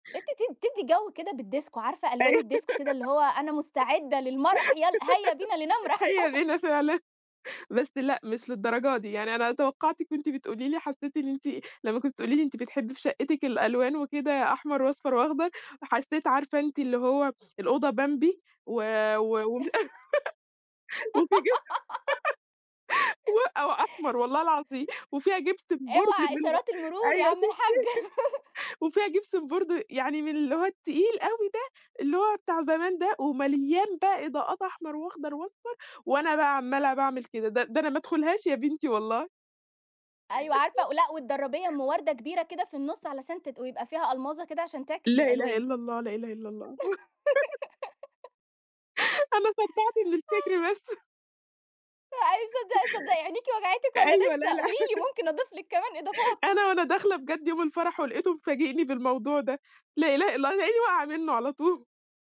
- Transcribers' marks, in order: in English: "بالديسكو"; laughing while speaking: "أيوه"; giggle; in English: "الديسكو"; laugh; laugh; laughing while speaking: "وفي جم و أو أحمر"; chuckle; laugh; giggle; other noise; laugh; laugh; giggle; laugh; laughing while speaking: "أنا صدّعت من الفِكر بس"; unintelligible speech; laughing while speaking: "صدّقي صدّقي، عينيكِ وجعتِك والّا … لِك كمان إضافات"; tapping; chuckle; laugh
- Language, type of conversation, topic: Arabic, podcast, بتحبي الإضاءة تبقى عاملة إزاي في البيت؟